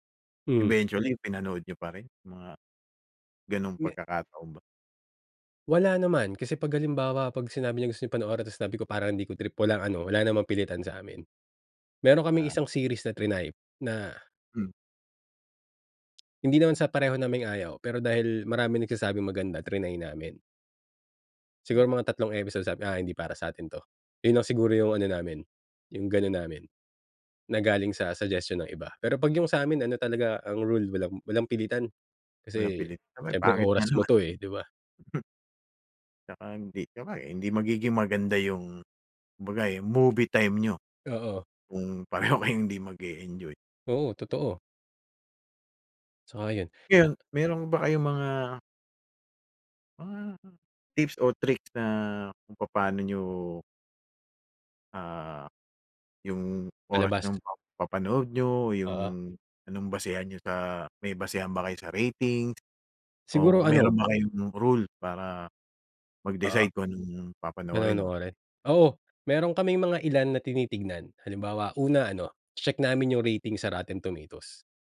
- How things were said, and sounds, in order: chuckle; tapping; other background noise
- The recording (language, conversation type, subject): Filipino, podcast, Paano ka pumipili ng mga palabas na papanoorin sa mga platapormang pang-estriming ngayon?